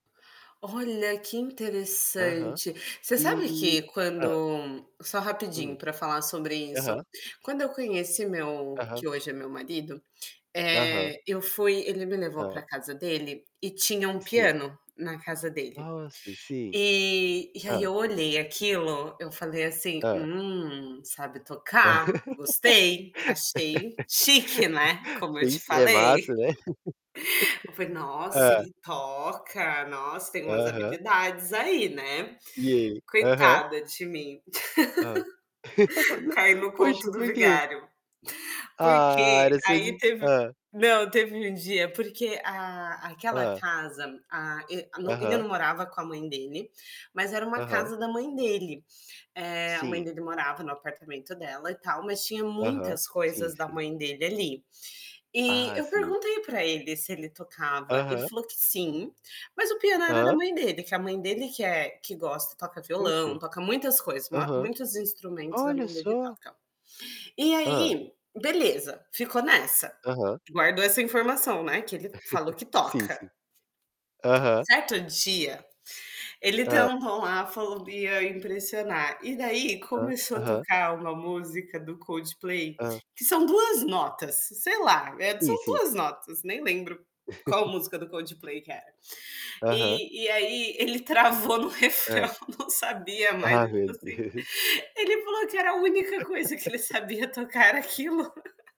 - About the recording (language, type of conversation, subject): Portuguese, unstructured, Você já tentou aprender algo novo só por diversão?
- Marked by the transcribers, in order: other background noise; tapping; laugh; laugh; laugh; laugh; chuckle; chuckle; laughing while speaking: "travou no refrão, não sabia mais, tipo assim"; laugh; laugh